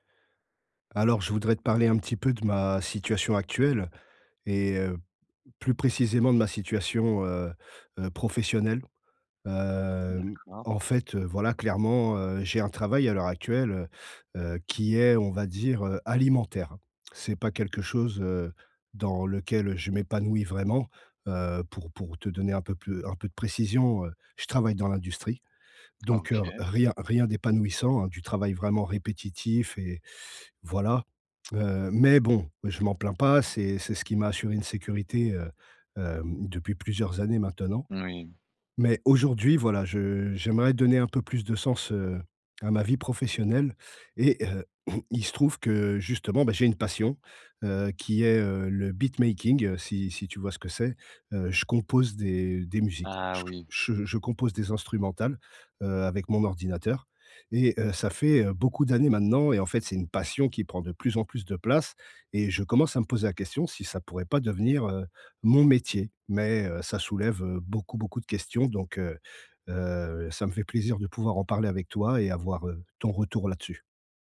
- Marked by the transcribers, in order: throat clearing; in English: "beatmaking"
- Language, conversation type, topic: French, advice, Comment surmonter ma peur de changer de carrière pour donner plus de sens à mon travail ?